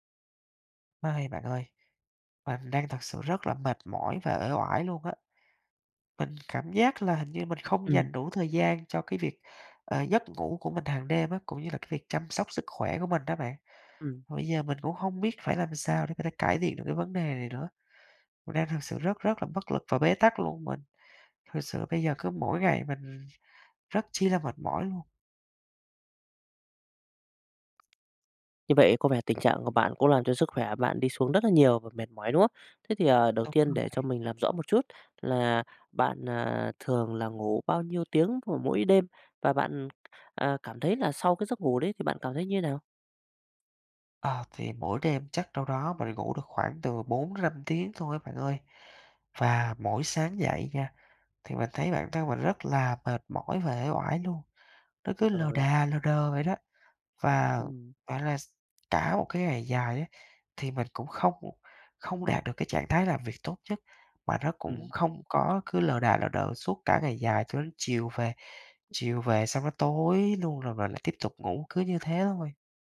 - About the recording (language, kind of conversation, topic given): Vietnamese, advice, Làm sao để bạn sắp xếp thời gian hợp lý hơn để ngủ đủ giấc và cải thiện sức khỏe?
- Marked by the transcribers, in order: tapping; other background noise